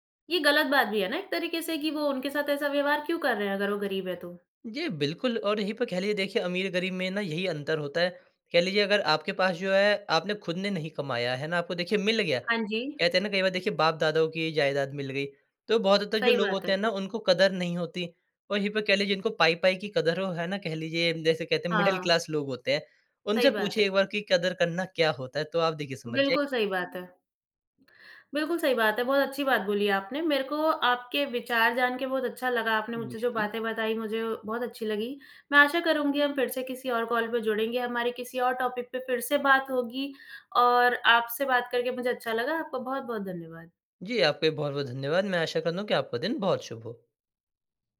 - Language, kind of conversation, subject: Hindi, podcast, खुशी और सफलता में तुम किसे प्राथमिकता देते हो?
- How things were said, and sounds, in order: in English: "मिडल क्लास"; in English: "टॉपिक"